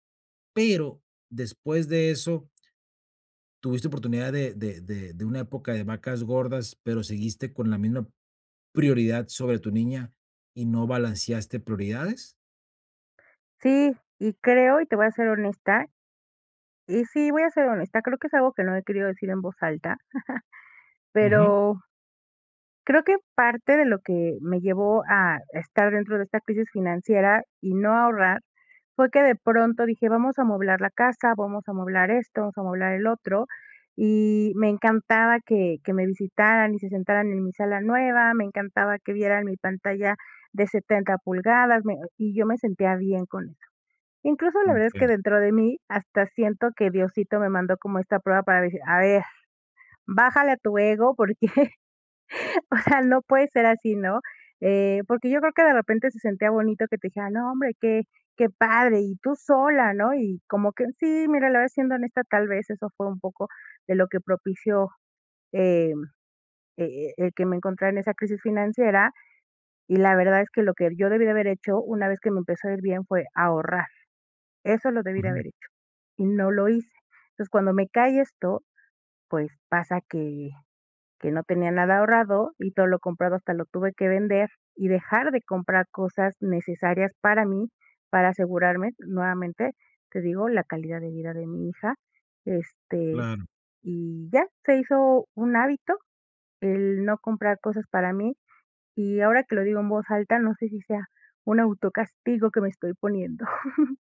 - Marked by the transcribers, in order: chuckle; tapping; laughing while speaking: "porque, o sea"
- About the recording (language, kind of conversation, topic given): Spanish, advice, ¿Cómo puedo priorizar mis propias necesidades si gasto para impresionar a los demás?